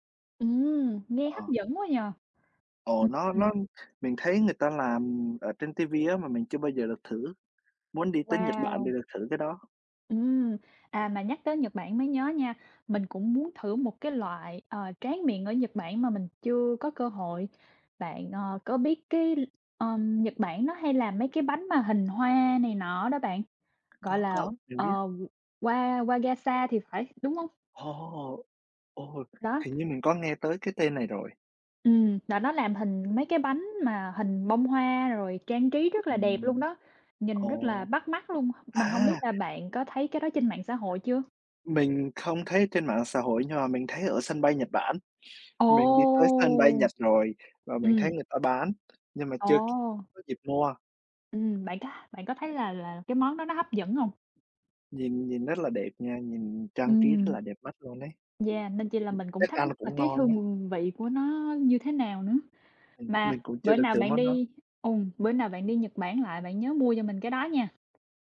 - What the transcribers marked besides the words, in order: tapping; in Japanese: "Wa Wa Wagasa"; other background noise
- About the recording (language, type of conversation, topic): Vietnamese, unstructured, Món tráng miệng nào bạn không thể cưỡng lại được?